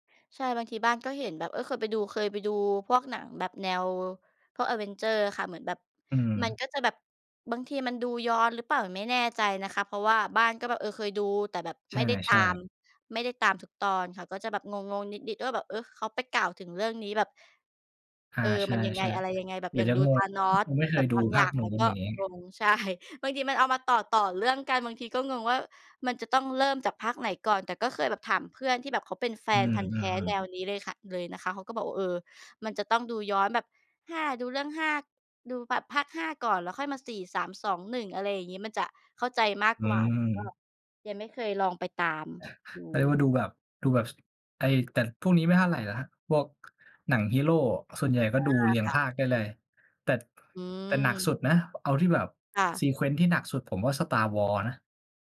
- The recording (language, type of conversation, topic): Thai, unstructured, คุณชอบดูหนังหรือซีรีส์แนวไหนมากที่สุด?
- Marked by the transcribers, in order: other noise; background speech; laughing while speaking: "ใช่"; chuckle; other background noise; in English: "sequence"